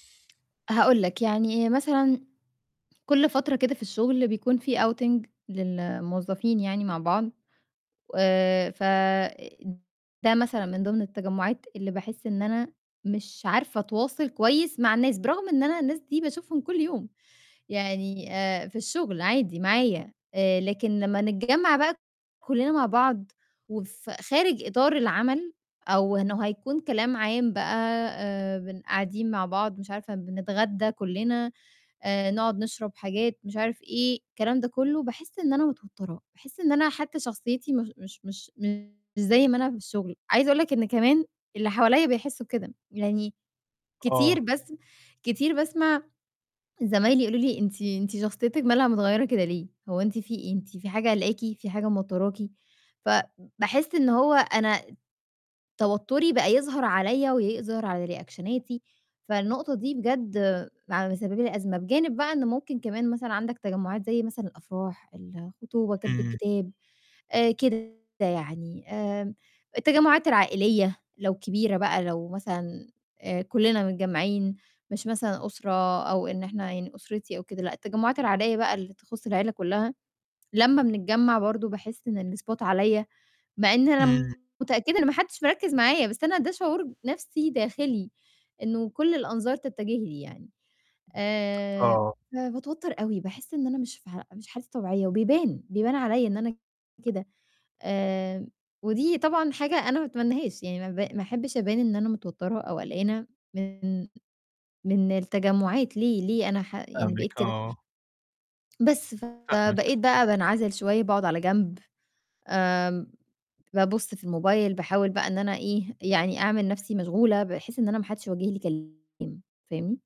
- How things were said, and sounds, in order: tapping; in English: "outing"; distorted speech; "ويظهر" said as "يأظر"; in English: "رِيأكشَناتي"; in English: "الspot"
- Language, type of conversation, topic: Arabic, advice, إزاي أتعامل مع صعوبة التواصل أثناء اللقاءات الاجتماعية؟